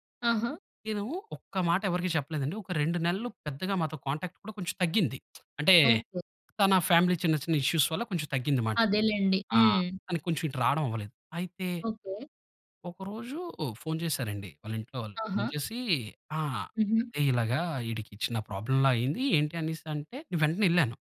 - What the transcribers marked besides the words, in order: in English: "కాంటాక్ట్"; lip smack; in English: "ఫ్యామిలీ"; in English: "ఇష్యూస్"; in English: "ప్రాబ్లమ్‌ల"
- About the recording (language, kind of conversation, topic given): Telugu, podcast, ముఖ్యమైన సంభాషణల విషయంలో ప్రభావకర్తలు బాధ్యత వహించాలి అని మీరు భావిస్తారా?